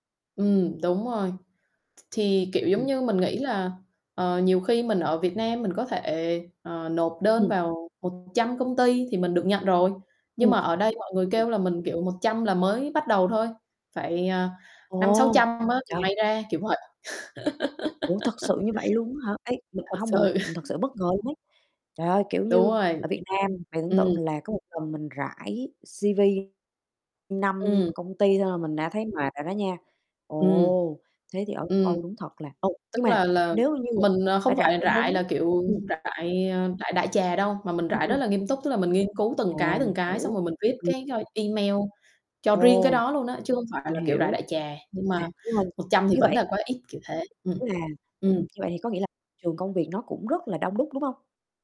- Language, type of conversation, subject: Vietnamese, unstructured, Công việc trong mơ của bạn là gì?
- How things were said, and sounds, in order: static; distorted speech; tapping; laugh; chuckle; in English: "C-V"; other background noise